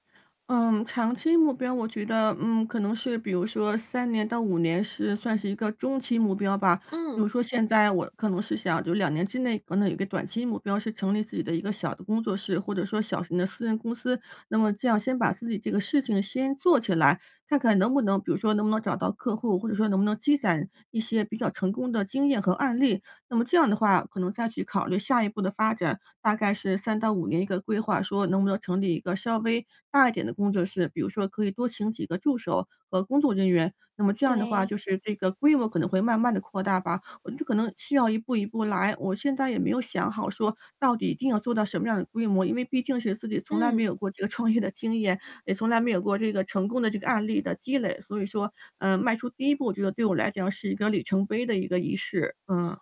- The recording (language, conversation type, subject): Chinese, advice, 我该如何为目标设定可实现的短期里程碑并跟踪进展？
- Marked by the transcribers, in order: other background noise; tapping; static; laughing while speaking: "创业的"